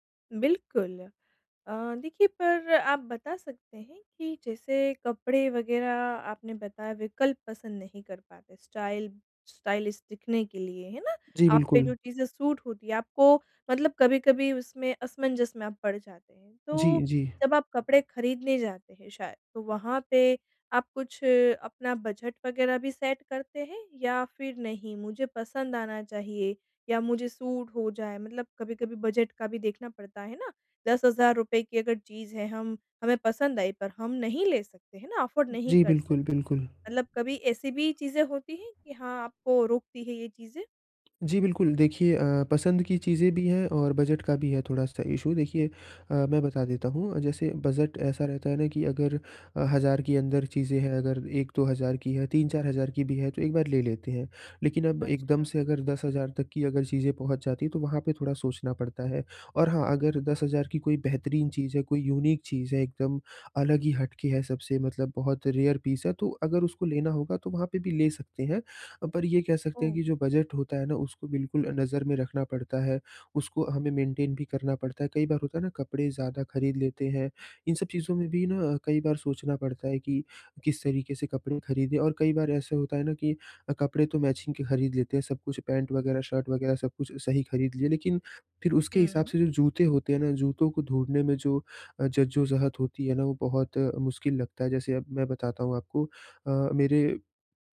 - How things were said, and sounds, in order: in English: "स्टाइल स्टाइलिश"; in English: "सूट"; in English: "सेट"; in English: "सूट"; in English: "अफ़ोर्ड"; other background noise; in English: "इश्यू"; in English: "यूनिक"; in English: "रेयर पीस"; in English: "मेंटेन"; in English: "मैचिंग"
- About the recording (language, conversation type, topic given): Hindi, advice, कपड़े और स्टाइल चुनने में समस्या